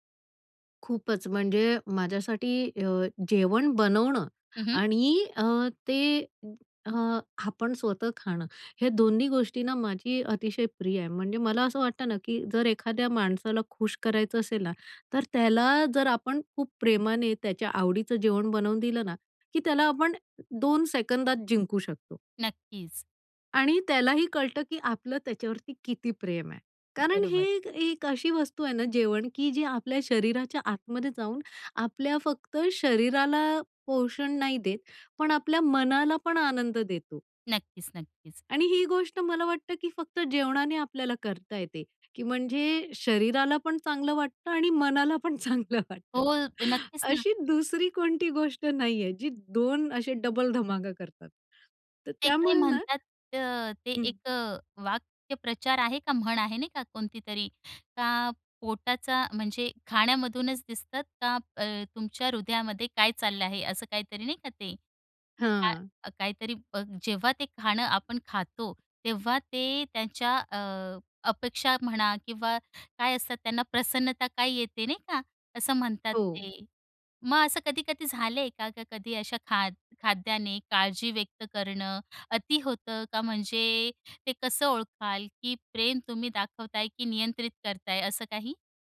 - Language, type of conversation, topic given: Marathi, podcast, खाण्यातून प्रेम आणि काळजी कशी व्यक्त कराल?
- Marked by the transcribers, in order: other background noise; laughing while speaking: "मनाला पण चांगलं वाटतं"; joyful: "अशी दुसरी कोणती गोष्ट नाहीये. जी दोन असे डबल धमाका करतात"; "वाक्प्रचार" said as "वाक्यप्रचार"; tapping